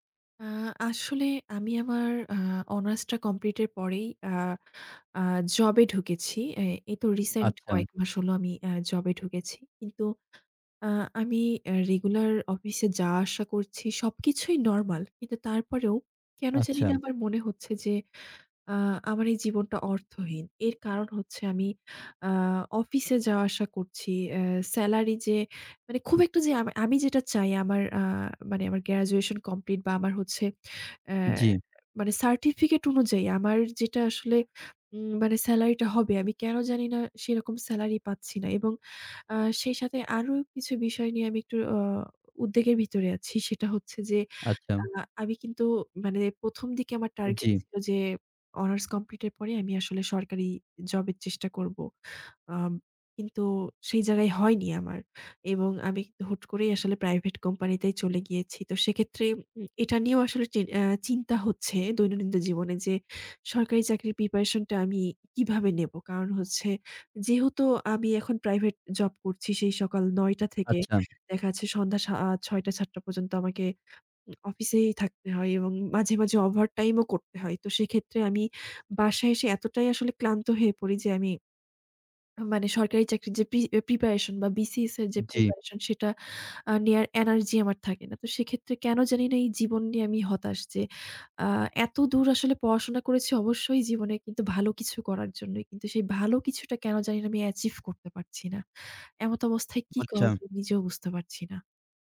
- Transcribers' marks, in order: in English: "গ্র্যাজুয়েশন"; swallow; in English: "অ্যাচিভ"
- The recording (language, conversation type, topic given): Bengali, advice, কাজ করলেও কেন আপনার জীবন অর্থহীন মনে হয়?